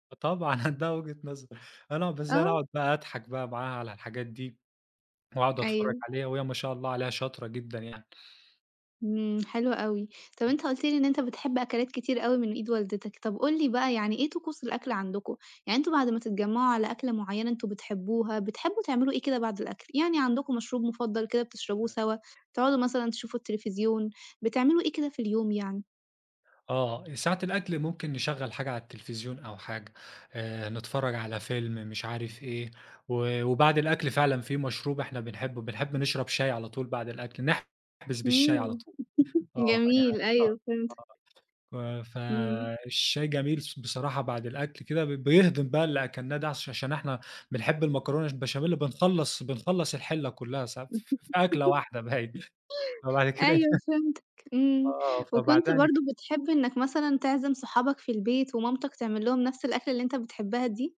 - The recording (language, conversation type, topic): Arabic, podcast, أي وصفة بتحس إنها بتلم العيلة حوالين الطاولة؟
- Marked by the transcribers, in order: laughing while speaking: "فطبعًا، عندها وجهة نظر"; unintelligible speech; chuckle; laugh; laughing while speaking: "باين. فبعد كده"